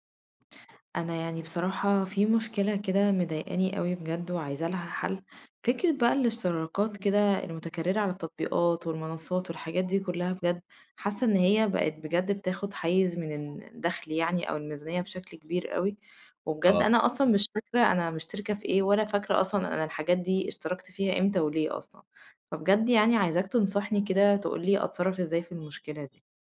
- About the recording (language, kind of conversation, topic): Arabic, advice, إزاي أفتكر وأتتبع كل الاشتراكات الشهرية المتكررة اللي بتسحب فلوس من غير ما آخد بالي؟
- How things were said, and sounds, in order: horn